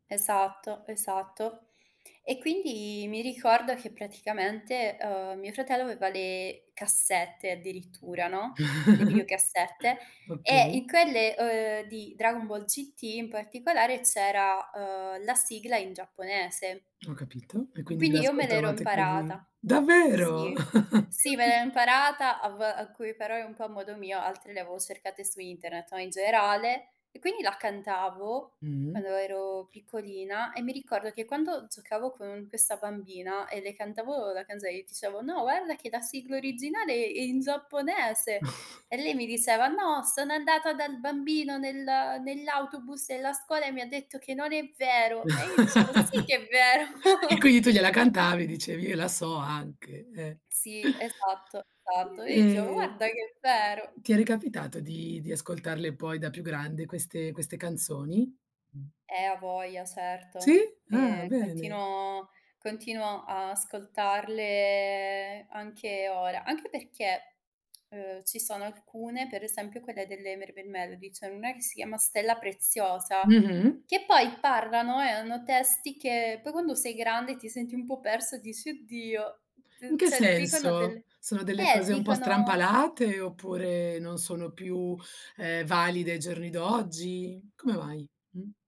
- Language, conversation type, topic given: Italian, podcast, Quale canzone ti riporta subito all’infanzia?
- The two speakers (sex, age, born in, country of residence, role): female, 25-29, Italy, Italy, guest; female, 40-44, Italy, Spain, host
- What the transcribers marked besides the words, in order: stressed: "cassette"; other background noise; chuckle; surprised: "Davvero?"; chuckle; "alcuni" said as "acuni"; "parole" said as "paroe"; "canzone" said as "canzoe"; "dicevo" said as "ticevo"; chuckle; put-on voice: "No, sono andata dal bambino … non è vero"; laugh; chuckle; chuckle; "esatto" said as "satto"; surprised: "Sì?"; drawn out: "ascoltarle"; tsk; "cioè" said as "ceh"